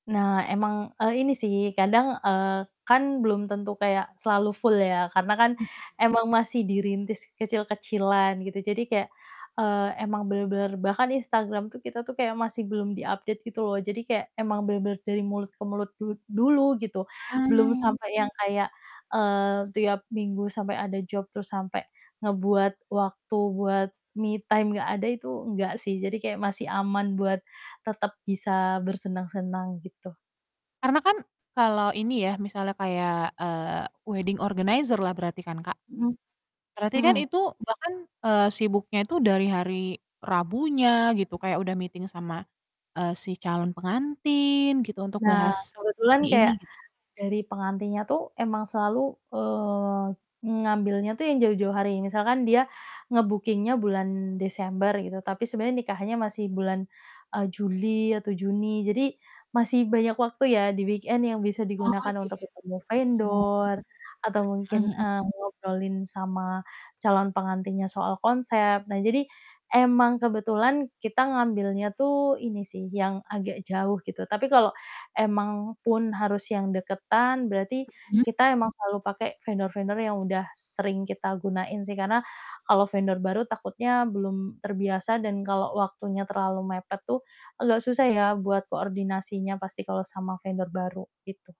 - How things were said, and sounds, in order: distorted speech; in English: "di-update"; other background noise; in English: "job"; in English: "me time"; tapping; in English: "wedding organizer"; in English: "meeting"; in English: "nge-bookingnya"; in English: "weekend"; static
- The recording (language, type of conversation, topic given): Indonesian, podcast, Kebiasaan akhir pekan di rumah apa yang paling kamu sukai?